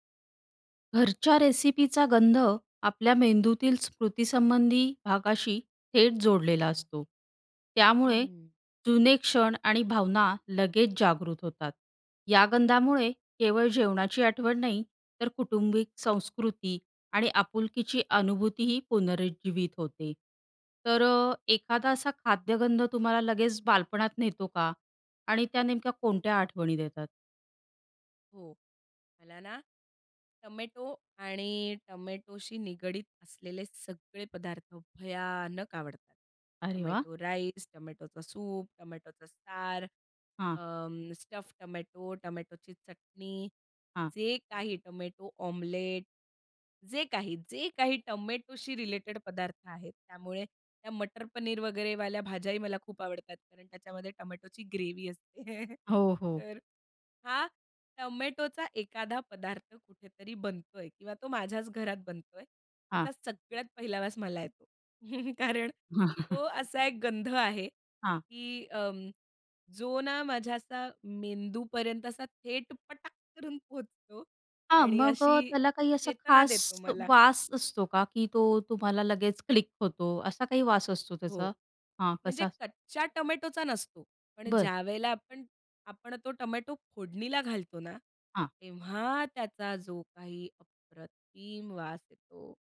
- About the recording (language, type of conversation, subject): Marathi, podcast, घरच्या रेसिपींच्या गंधाचा आणि स्मृतींचा काय संबंध आहे?
- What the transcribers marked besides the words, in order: stressed: "भयानक"; laughing while speaking: "असते"; chuckle; chuckle; laughing while speaking: "कारण"